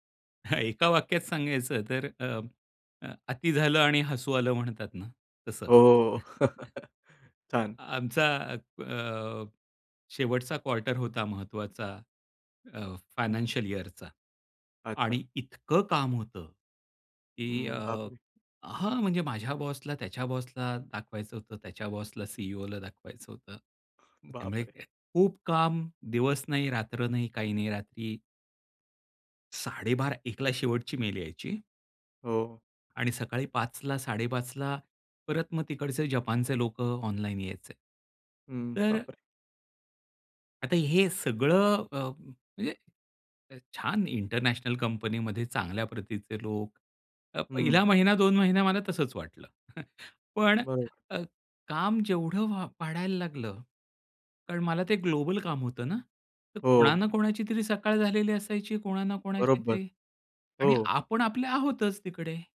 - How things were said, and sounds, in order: chuckle; chuckle; in English: "क्वार्टर"; in English: "फायनान्शिअल इयरचा"; other background noise; in English: "इंटरनॅशनल"; chuckle; in English: "ग्लोबल"
- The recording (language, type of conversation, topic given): Marathi, podcast, डिजिटल विराम घेण्याचा अनुभव तुमचा कसा होता?